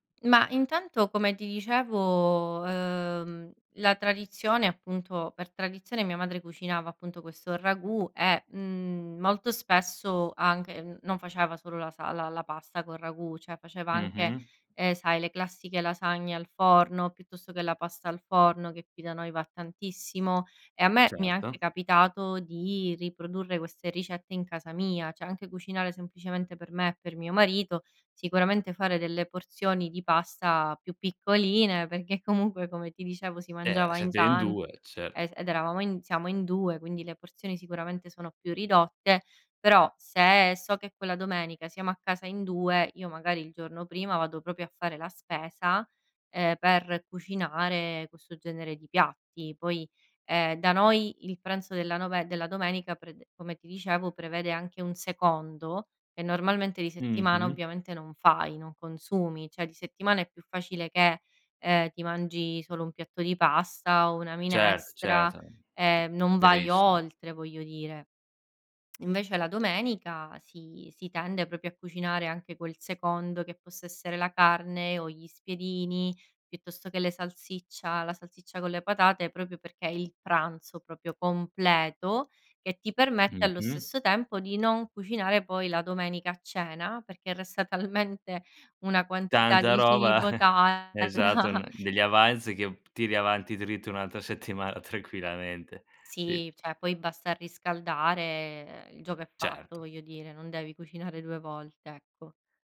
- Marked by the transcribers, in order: "cioè" said as "ceh"; "cioè" said as "ceh"; laughing while speaking: "comunque"; "proprio" said as "propio"; "cioè" said as "ceh"; "proprio" said as "propio"; "proprio" said as "propio"; tapping; laughing while speaking: "talmente"; chuckle; laughing while speaking: "da"; laughing while speaking: "settimana tranquillamente"; "cioè" said as "ceh"; laughing while speaking: "cucinare"
- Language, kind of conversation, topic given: Italian, podcast, Raccontami della ricetta di famiglia che ti fa sentire a casa